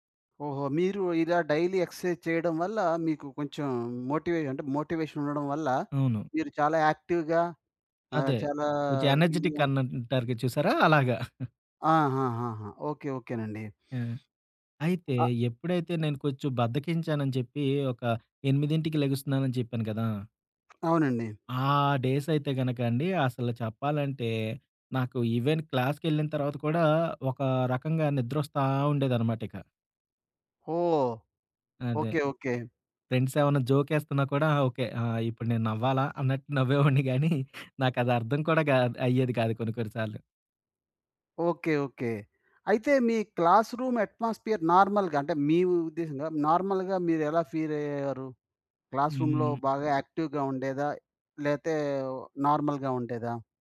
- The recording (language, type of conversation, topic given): Telugu, podcast, ప్రేరణ లేకపోతే మీరు దాన్ని ఎలా తెచ్చుకుంటారు?
- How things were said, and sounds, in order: in English: "డైలీ ఎక్సర్‌సైజ్"; in English: "మోటివేషన్"; in English: "యాక్టివ్‌గా"; in English: "ఎనర్జిటిక్"; chuckle; other background noise; in English: "ఈవెన్"; in English: "ఫ్రెండ్స్"; laughing while speaking: "నవ్వేవాడిని గానీ"; in English: "క్లాస్‌రూమ్ అట్మాస్ఫియర్ నార్మల్‌గా"; in English: "నార్మల్‌గా"; in English: "క్లాస్‌రూమ్‌లో"; in English: "యాక్టివ్‌గా"; in English: "నార్మల్‌గా"